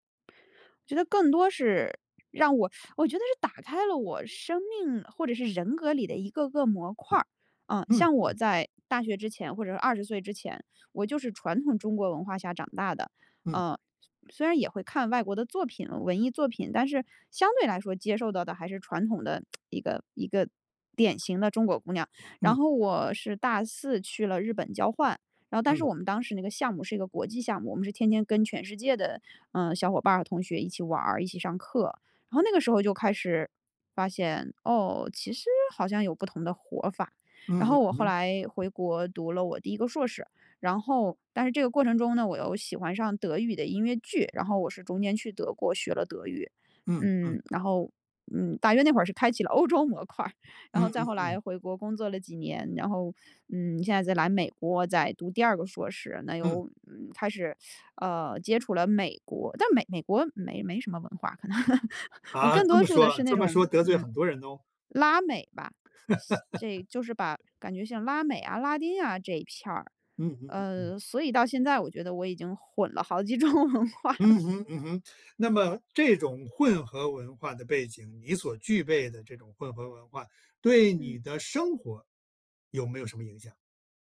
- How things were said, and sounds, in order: teeth sucking; tsk; laughing while speaking: "开启了欧洲模块"; teeth sucking; chuckle; laugh; laughing while speaking: "好几种文化了"; laugh
- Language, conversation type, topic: Chinese, podcast, 混合文化背景对你意味着什么？